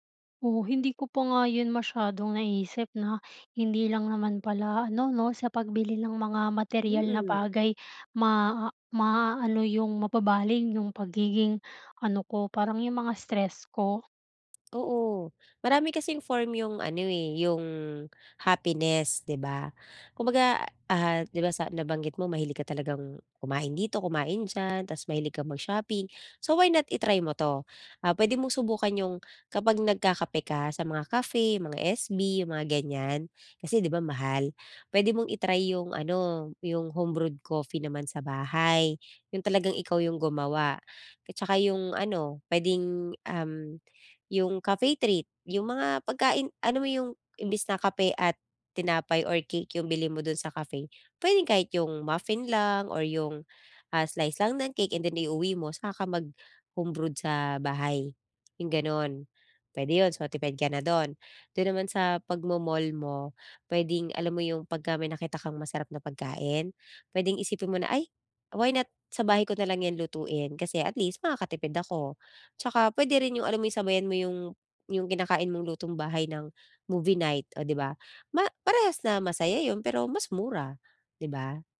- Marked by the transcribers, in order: in English: "home-brewed coffee"
- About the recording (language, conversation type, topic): Filipino, advice, Paano ako makakatipid nang hindi nawawala ang kasiyahan?
- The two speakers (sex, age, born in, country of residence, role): female, 20-24, Philippines, Philippines, user; female, 35-39, Philippines, Philippines, advisor